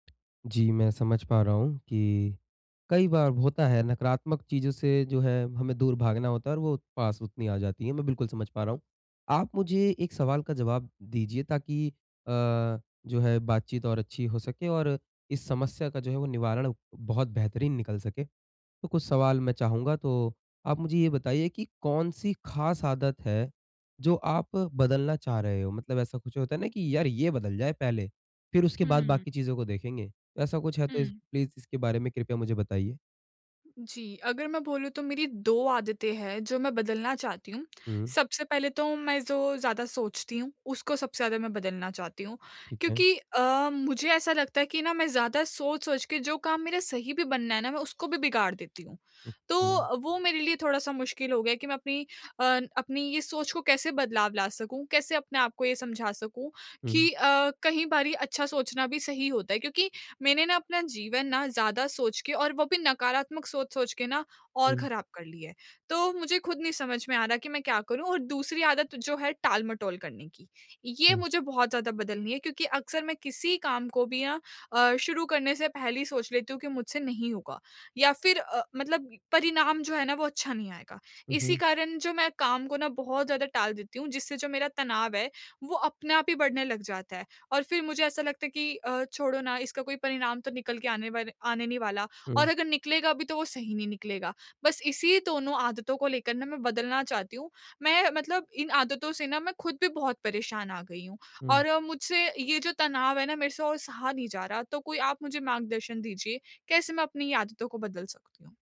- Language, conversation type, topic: Hindi, advice, मैं नकारात्मक पैटर्न तोड़ते हुए नए व्यवहार कैसे अपनाऊँ?
- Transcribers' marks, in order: in English: "प्लीज़"